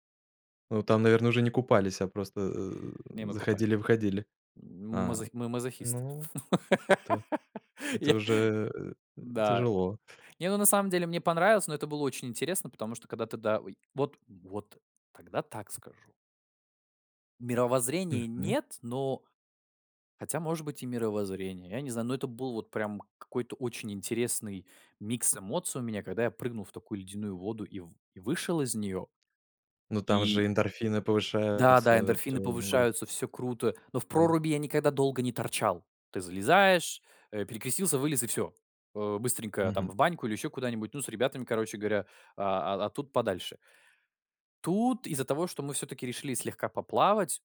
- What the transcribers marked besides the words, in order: laugh; other background noise
- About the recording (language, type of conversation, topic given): Russian, podcast, Как путешествия по дикой природе меняют твоё мировоззрение?